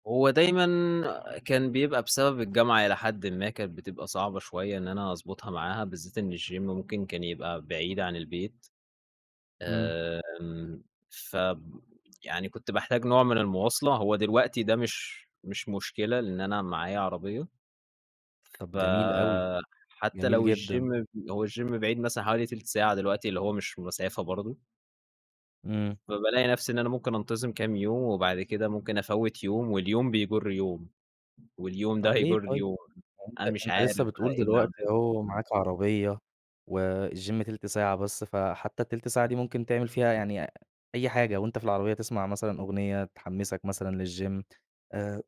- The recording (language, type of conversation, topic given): Arabic, advice, إزاي أبطّل أسوّف كل يوم وألتزم بتمارين رياضية يوميًا؟
- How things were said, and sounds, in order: other background noise; in English: "الGYM"; in English: "الGYM"; in English: "الGYM"; tapping; in English: "والGYM"; in English: "للGYM"